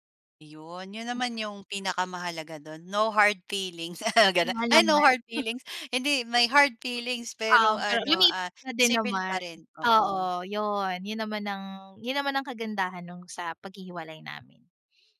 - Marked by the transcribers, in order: unintelligible speech; dog barking; in English: "No hard feelings"; laughing while speaking: "sabay ganun"; in English: "no hard feelings"; chuckle; in English: "hard feelings"
- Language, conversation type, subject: Filipino, podcast, Paano mo malalaman kung panahon na para bumitaw o subukan pang ayusin ang relasyon?
- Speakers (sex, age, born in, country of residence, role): female, 30-34, Philippines, Philippines, guest; female, 35-39, Philippines, Philippines, host